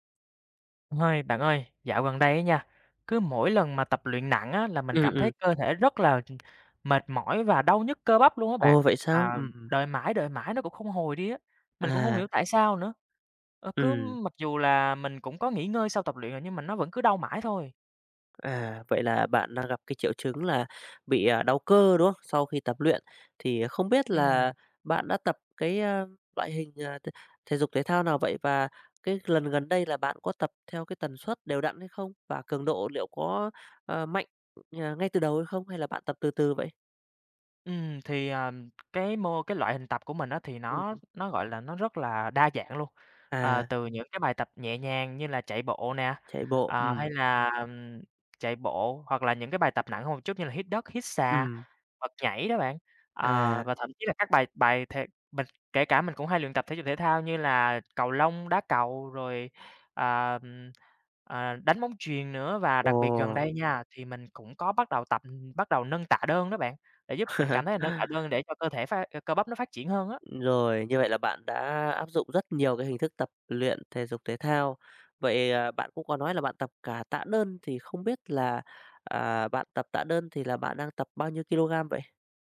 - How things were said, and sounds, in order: tapping; other background noise; laugh
- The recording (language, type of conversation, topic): Vietnamese, advice, Vì sao tôi không hồi phục sau những buổi tập nặng và tôi nên làm gì?